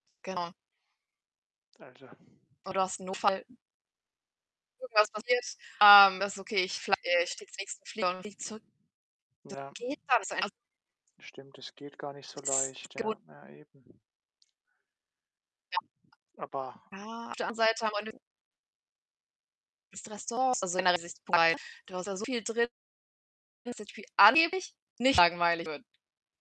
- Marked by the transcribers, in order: distorted speech; unintelligible speech; unintelligible speech; tapping; unintelligible speech; unintelligible speech; unintelligible speech; unintelligible speech
- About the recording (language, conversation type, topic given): German, unstructured, Was findest du an Kreuzfahrten problematisch?